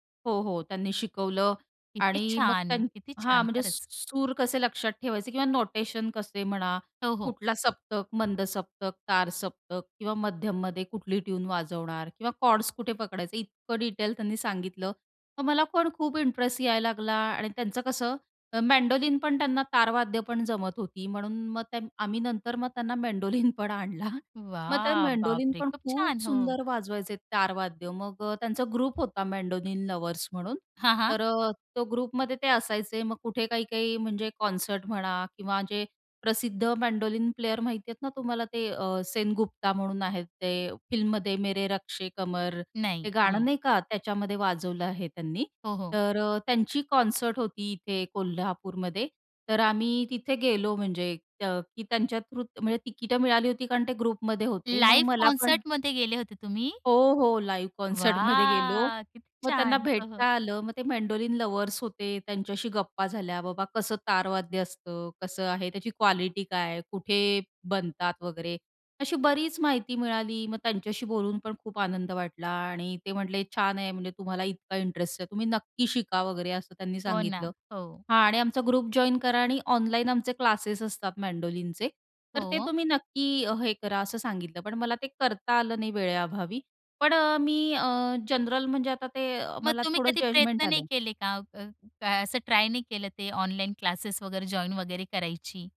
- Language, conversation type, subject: Marathi, podcast, लहानपणीचा एखादा छंद तुमच्या आयुष्यात कसा परत आला?
- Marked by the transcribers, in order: in English: "कॉर्ड्स"; in English: "इंटरेस्ट"; laughing while speaking: "त्यांना मेंडोलिन पण आणला"; in English: "ग्रुप"; tapping; in English: "ग्रुपमध्ये"; in English: "कॉन्सर्ट"; "रश्के" said as "रक्षे"; in English: "कॉन्सर्ट"; in English: "ग्रुपमध्ये"; in English: "लाईव्ह कॉन्सर्टमध्ये"; in English: "लाईव्ह कॉन्सर्टमध्ये"; in English: "ग्रुप जॉइन"